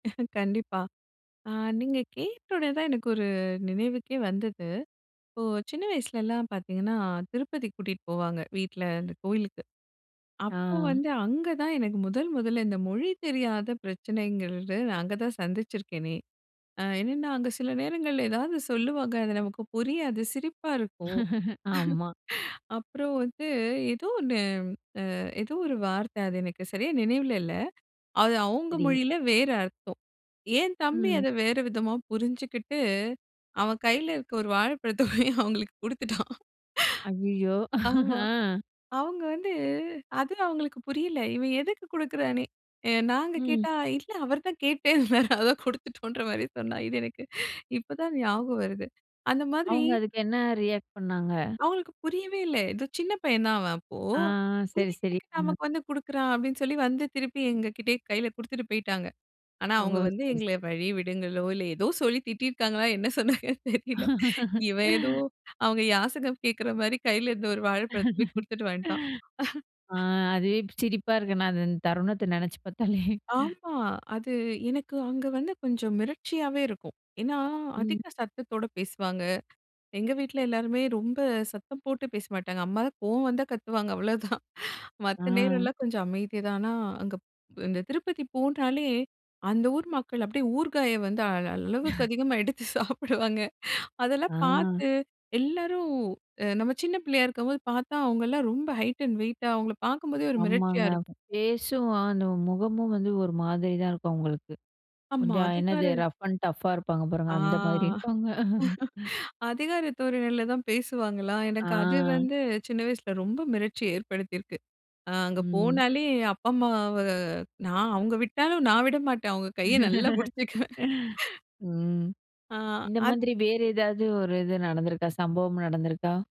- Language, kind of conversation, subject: Tamil, podcast, பயணத்தின் போது மொழி தொடர்பான பிரச்சனை ஏற்பட்டதா, அதை நீங்கள் எப்படி தீர்த்தீர்கள்?
- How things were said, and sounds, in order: chuckle; chuckle; laughing while speaking: "ஒரு வாழைப்பழத்த போயி அவுங்களுக்கு குடுத்துட்டான் … வருது. அந்த மாதிரி"; chuckle; in English: "ரியாக்ட்"; unintelligible speech; laughing while speaking: "என்ன சொன்னாங்கன்னு தெரியல. இவன் ஏதோ … போய் குடுத்துட்டு வந்த்ட்டான்"; laugh; laughing while speaking: "ஆ அதுவே இப்ப சிரிப்பா இருக்கு. நான் அது அந்த தருணத்த நெனைச்சு பாத்தாலே!"; chuckle; chuckle; in English: "ஹைட் அண்ட் வெயிட்டா"; in English: "ஃபேஸும்"; in English: "ரஃப் அண்ட் டஃப்பா"; chuckle; laugh; chuckle